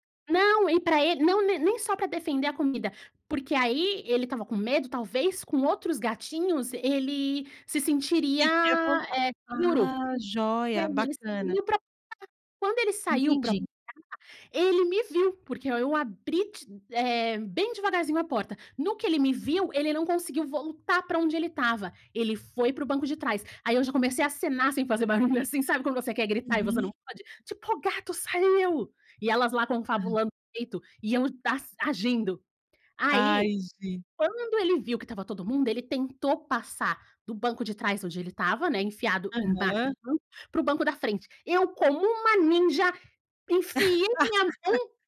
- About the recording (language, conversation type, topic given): Portuguese, podcast, Qual encontro com um animal na estrada mais marcou você?
- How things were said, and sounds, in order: tapping; unintelligible speech; unintelligible speech; unintelligible speech; laugh